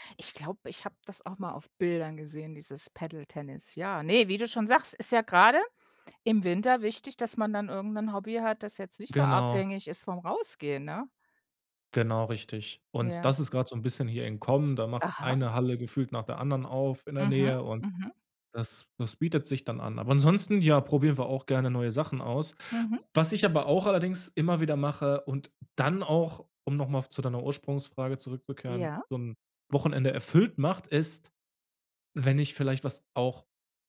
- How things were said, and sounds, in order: other background noise
- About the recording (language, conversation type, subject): German, podcast, Was macht ein Wochenende für dich wirklich erfüllend?